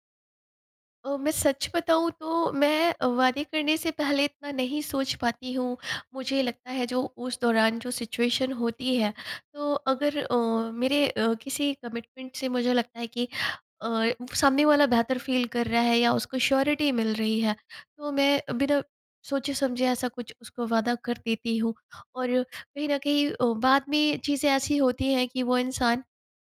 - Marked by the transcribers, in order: in English: "सिचुएशन"; in English: "कमिटमेंट"; in English: "फ़ील"; in English: "श्योरिटी"
- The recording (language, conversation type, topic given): Hindi, advice, जब आप अपने वादे पूरे नहीं कर पाते, तो क्या आपको आत्म-दोष महसूस होता है?